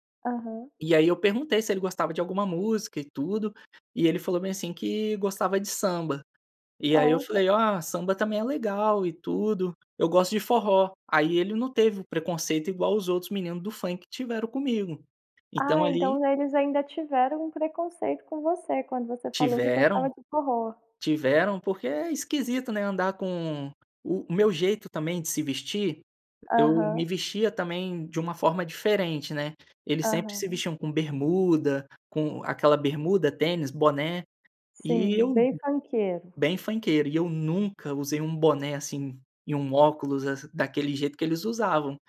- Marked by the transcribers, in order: other background noise
- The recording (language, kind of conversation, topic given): Portuguese, podcast, Como sua família influenciou seu gosto musical?